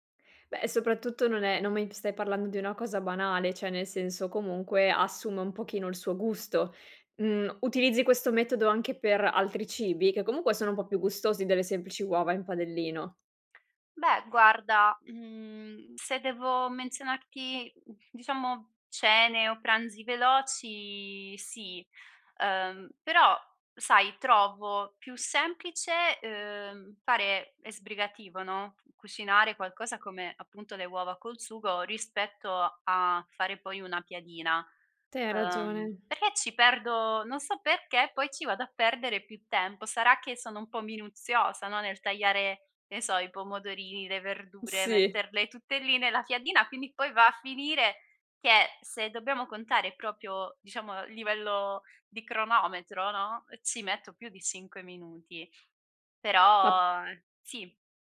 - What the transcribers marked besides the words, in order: tapping; "proprio" said as "propio"
- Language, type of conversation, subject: Italian, podcast, Come scegli cosa mangiare quando sei di fretta?